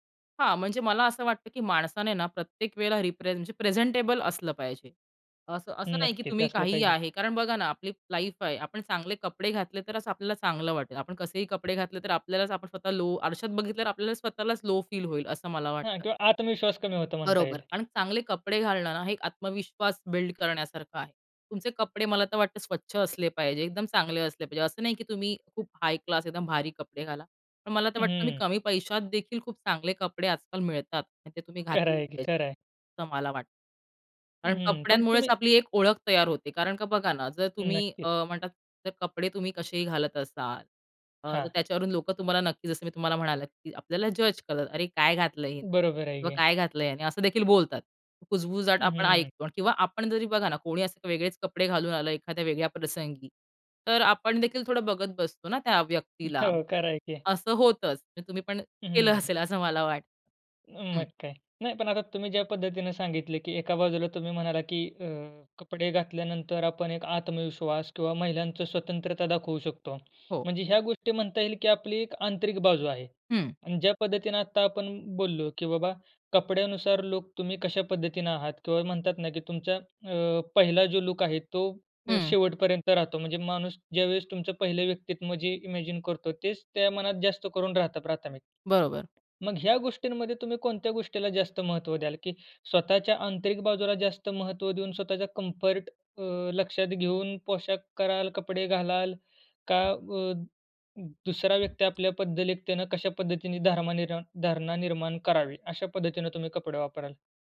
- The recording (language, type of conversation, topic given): Marathi, podcast, कपड्यांमधून तू स्वतःला कसं मांडतोस?
- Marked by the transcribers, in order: in English: "रिप्रेज"; in English: "प्रेझेंटेबल"; in English: "लाईफ"; other background noise; in English: "लो"; in English: "लो"; in English: "बिल्ड"; in English: "हाय क्लास"; in English: "जज"; laughing while speaking: "हो"; laughing while speaking: "केलं असेल असं मला वाटतं"; "व्यक्तित्व" said as "व्यक्तित्म"; in English: "इमॅजिन"; tapping; in English: "कम्फर्ट"; "पद्धतेनं" said as "पद्धलेत्यानं"; "धारणा" said as "धारमा"